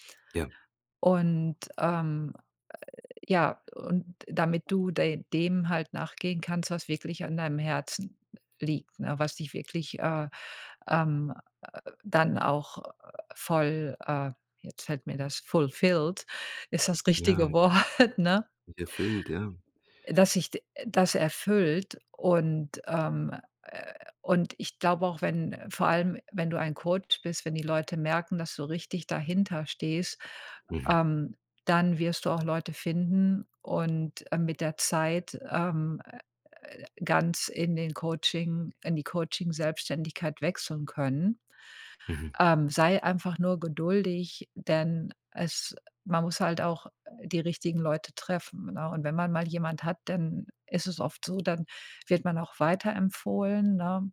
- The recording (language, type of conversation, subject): German, advice, Wie geht ihr mit Zukunftsängsten und ständigem Grübeln um?
- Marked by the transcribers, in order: in English: "fulfilled"; laughing while speaking: "Wort, ne?"